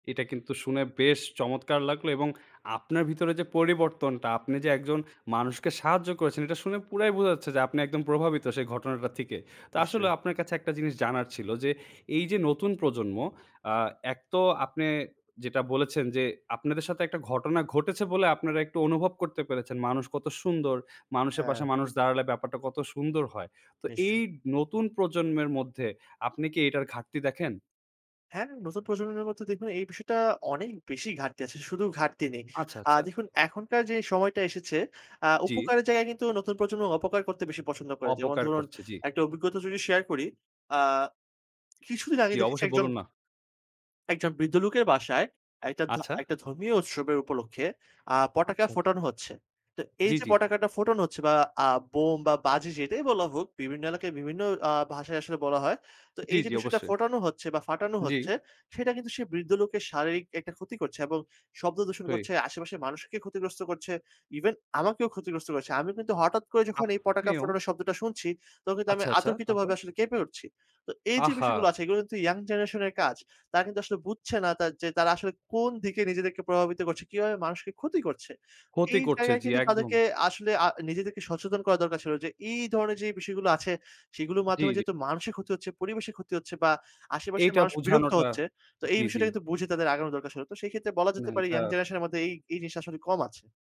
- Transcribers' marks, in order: tapping; "লোকের" said as "লুকের"; "পটকা" said as "পটাকা"; "আচ্ছা" said as "আচ্ছ"; "পটকাটা" said as "পটাকাটা"; "পটকা" said as "পটাকা"; "অতর্কিতভাবে" said as "আতর্কিতভাবে"
- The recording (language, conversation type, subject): Bengali, podcast, ভ্রমণের পথে আপনার দেখা কোনো মানুষের অনুপ্রেরণাদায়ক গল্প আছে কি?